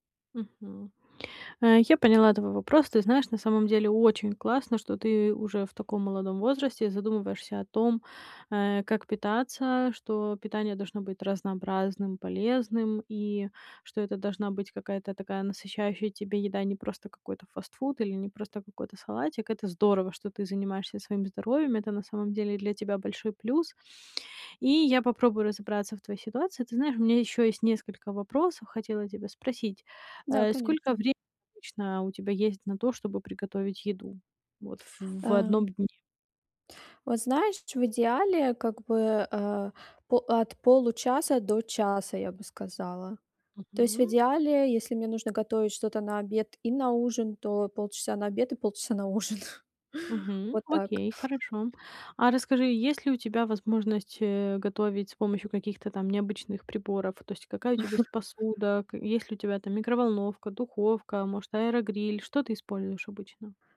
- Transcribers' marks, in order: laughing while speaking: "ужин"; chuckle
- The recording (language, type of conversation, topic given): Russian, advice, Как каждый день быстро готовить вкусную и полезную еду?